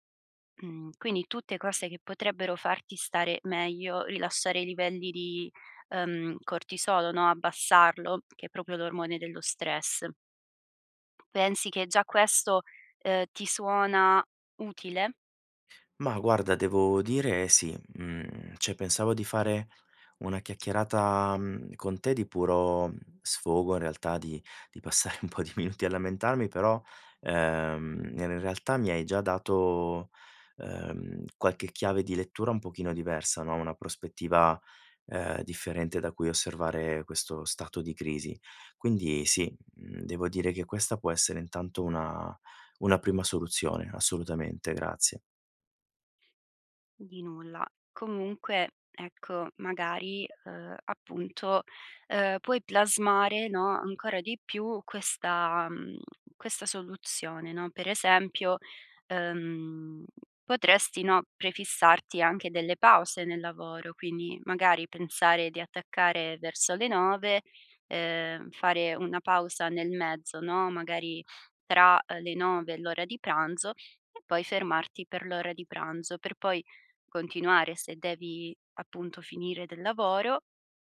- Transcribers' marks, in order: "proprio" said as "propio"; other background noise; "cioè" said as "ceh"; laughing while speaking: "passare un po' di minuti"
- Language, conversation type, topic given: Italian, advice, Perché faccio fatica a mantenere una routine mattutina?